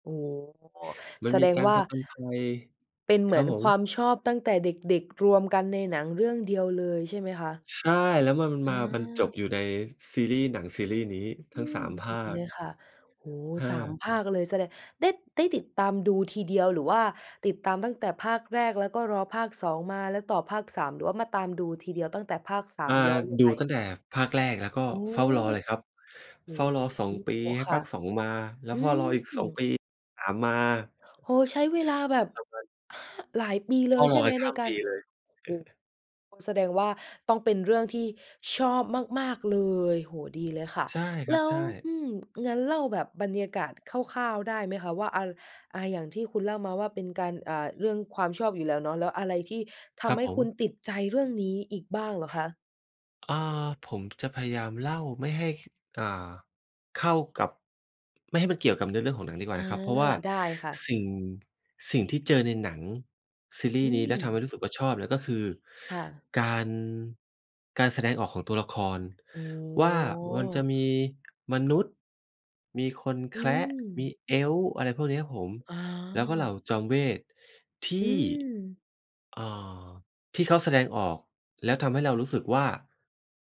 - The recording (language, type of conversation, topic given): Thai, podcast, ซีรีส์เรื่องโปรดของคุณคือเรื่องอะไร และทำไมถึงชอบ?
- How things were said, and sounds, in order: other background noise; tapping; unintelligible speech; chuckle; drawn out: "อ๋อ"